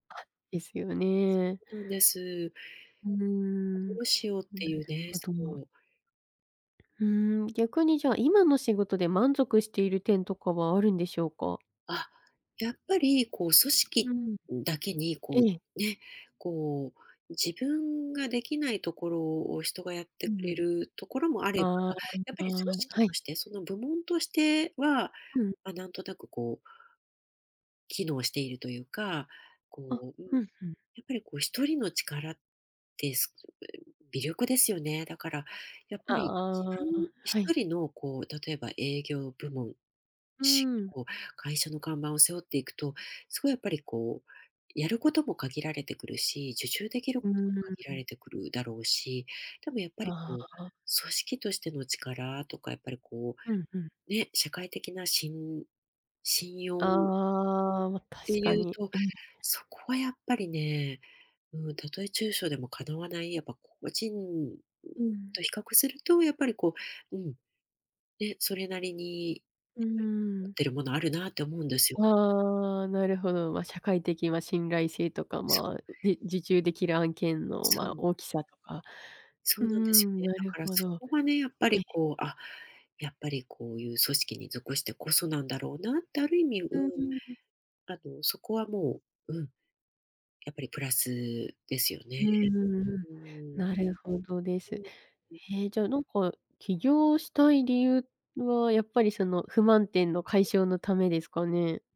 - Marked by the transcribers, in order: other background noise
- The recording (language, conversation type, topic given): Japanese, advice, 起業するか今の仕事を続けるか迷っているとき、どう判断すればよいですか？